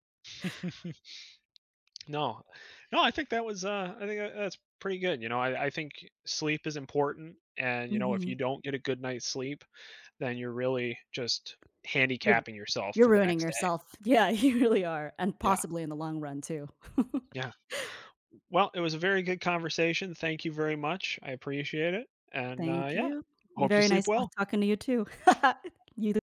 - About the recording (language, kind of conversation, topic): English, unstructured, In what ways can getting enough sleep improve your overall well-being?
- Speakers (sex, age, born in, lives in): female, 30-34, United States, United States; male, 30-34, United States, United States
- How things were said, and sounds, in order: laugh; tapping; other background noise; laughing while speaking: "Yeah, you really are"; laugh; laugh